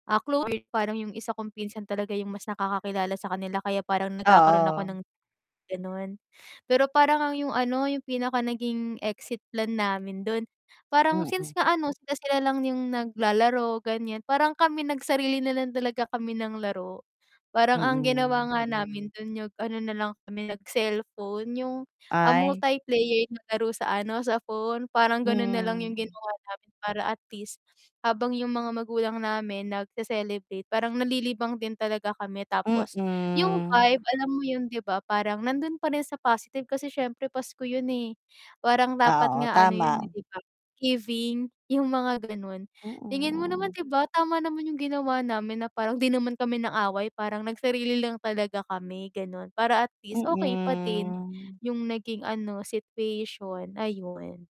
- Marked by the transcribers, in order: distorted speech; other background noise; static; background speech
- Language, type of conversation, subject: Filipino, advice, Paano ako makikilahok sa selebrasyon nang hindi nawawala ang sarili ko?